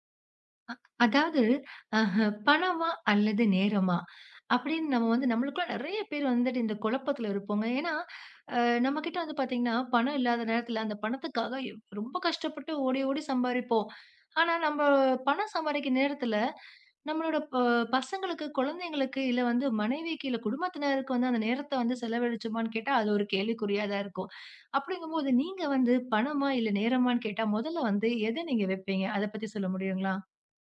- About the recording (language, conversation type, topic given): Tamil, podcast, பணம் அல்லது நேரம்—முதலில் எதற்கு முன்னுரிமை கொடுப்பீர்கள்?
- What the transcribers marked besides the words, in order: none